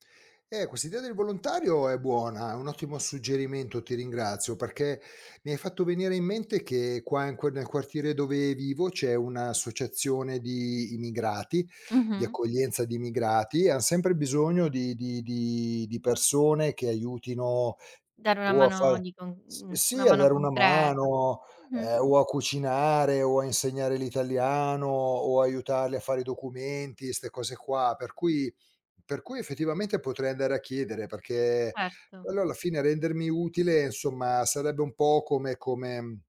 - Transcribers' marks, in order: none
- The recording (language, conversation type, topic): Italian, advice, In che modo la pensione ha cambiato il tuo senso di scopo e di soddisfazione nella vita?